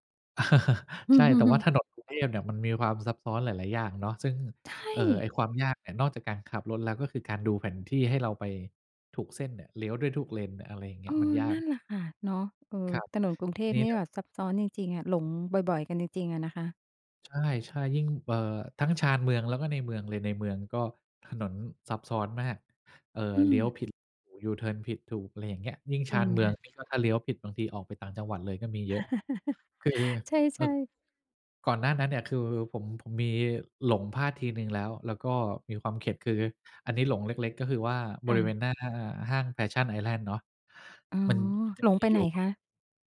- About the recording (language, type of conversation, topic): Thai, podcast, มีช่วงไหนที่คุณหลงทางแล้วได้บทเรียนสำคัญไหม?
- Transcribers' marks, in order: chuckle; chuckle; tapping